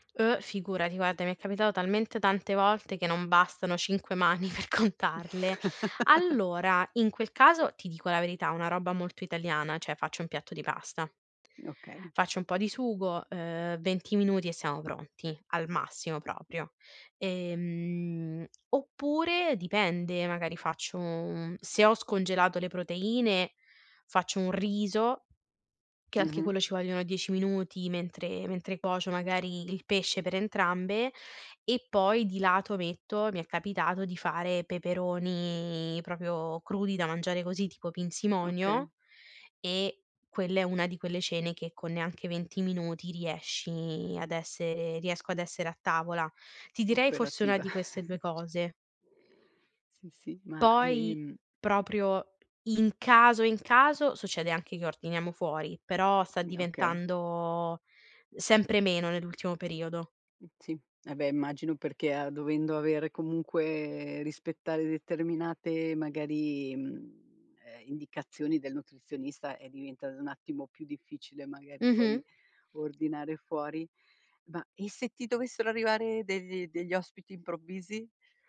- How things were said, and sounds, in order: laughing while speaking: "mani per"; chuckle; "cioè" said as "ceh"; "proprio" said as "propio"; "proprio" said as "propio"; chuckle
- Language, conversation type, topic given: Italian, podcast, Come prepari piatti nutrienti e veloci per tutta la famiglia?